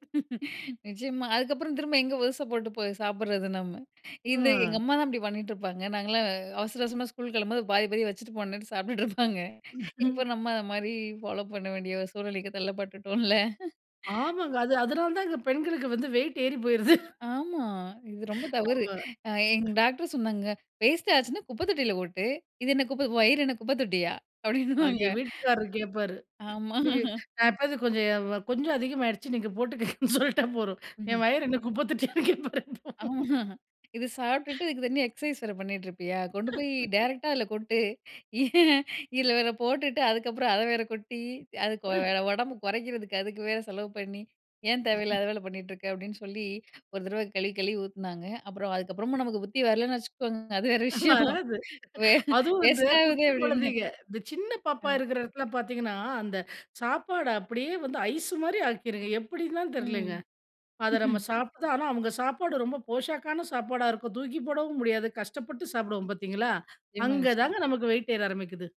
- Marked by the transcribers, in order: laugh; laughing while speaking: "பாதி பாதி வச்சுட்டு போணும்ட்டு சாப்பிட்டுட்டு இருப்பாங்க"; chuckle; chuckle; chuckle; other noise; chuckle; "கொட்டு" said as "ஓட்டு"; laughing while speaking: "அப்டின்னுவாங்க. ஆமா"; laughing while speaking: "நீங்க போட்டுக்கங்கன்னு சொல்லிட்டா போதும், என் வயிற என்ன குப்ப தட்டியான்னு கேட்பார் இப்போ"; chuckle; laugh; in English: "டேரக்ட்டா"; laughing while speaking: "ஏ இதில வேற போட்டுட்டு அதுக்கப்புறம் … வேற செலவு பண்ணி"; tapping; chuckle; chuckle; laughing while speaking: "அது வேற விஷயம். வே வேஸ்ட் ஆவுதே அப்டின்னு"; chuckle
- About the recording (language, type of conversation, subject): Tamil, podcast, பல்கலாச்சார குடும்பத்தில் வளர்ந்த அனுபவம் உங்களுக்கு எப்படி உள்ளது?